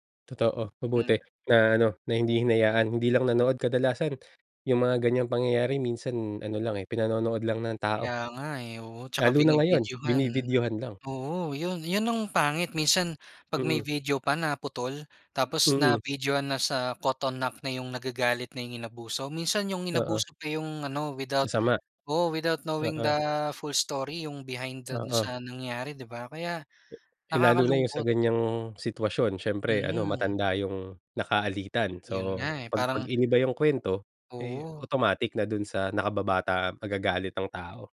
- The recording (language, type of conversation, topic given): Filipino, podcast, Paano ninyo ipinapakita ang paggalang sa mga matatanda?
- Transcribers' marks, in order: in English: "caught on act"; in English: "without knowing the full story"; tapping